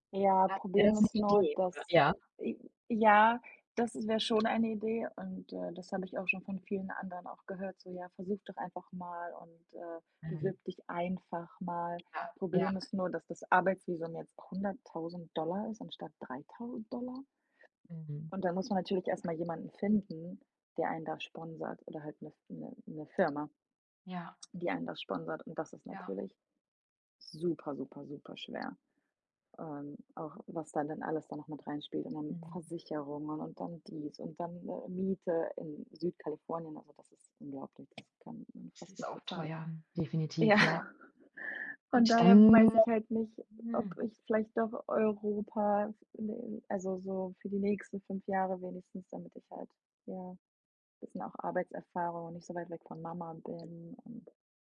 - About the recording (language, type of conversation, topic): German, advice, Wie kann ich meine Angst und Unentschlossenheit bei großen Lebensentscheidungen überwinden?
- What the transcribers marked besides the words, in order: stressed: "einfach"; other background noise; laughing while speaking: "Ja"; chuckle; unintelligible speech